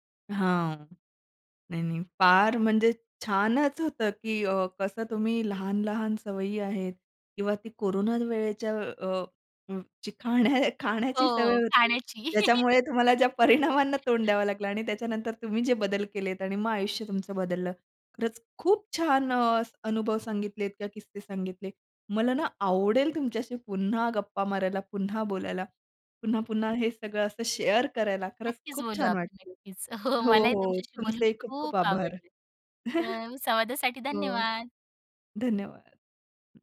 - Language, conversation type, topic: Marathi, podcast, लहान सवयींमध्ये केलेले छोटे बदल तुमचे जीवन कसे बदलू शकतात?
- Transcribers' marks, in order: other background noise; "चिकन" said as "चीकान"; tapping; laugh; chuckle; in English: "शेअर"; laugh